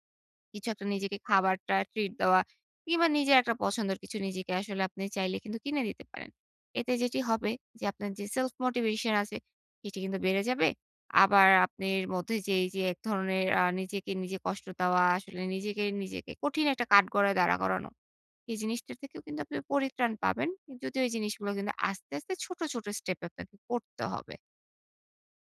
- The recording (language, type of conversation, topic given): Bengali, advice, কাজ শেষ হলেও আমার সন্তুষ্টি আসে না এবং আমি সব সময় বদলাতে চাই—এটা কেন হয়?
- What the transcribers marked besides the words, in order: in English: "সেলফ মোটিভেশন"; anticipating: "এটি কিন্তু বেড়ে যাবে"; "আপনার" said as "আপ্নের"; in English: "স্টেপ"